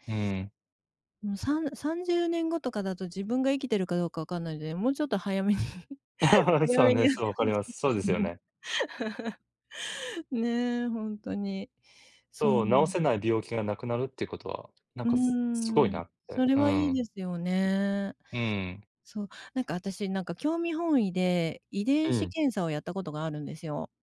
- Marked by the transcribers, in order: laugh; laughing while speaking: "早めに 早めにやって欲しいですね"; chuckle; other background noise
- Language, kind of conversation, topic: Japanese, unstructured, 未来の暮らしはどのようになっていると思いますか？